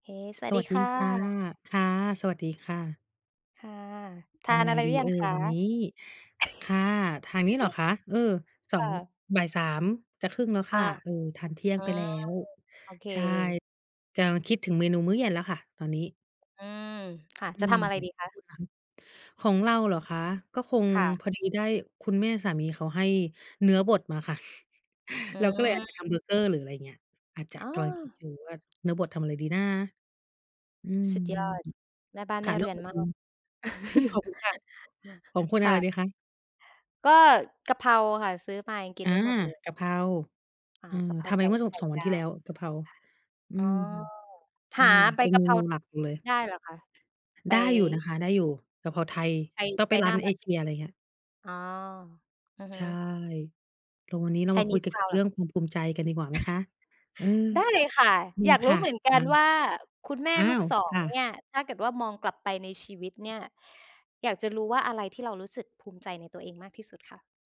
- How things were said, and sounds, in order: chuckle; tapping; chuckle; chuckle; laugh; chuckle
- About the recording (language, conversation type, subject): Thai, unstructured, อะไรที่ทำให้คุณรู้สึกภูมิใจในตัวเองมากที่สุด?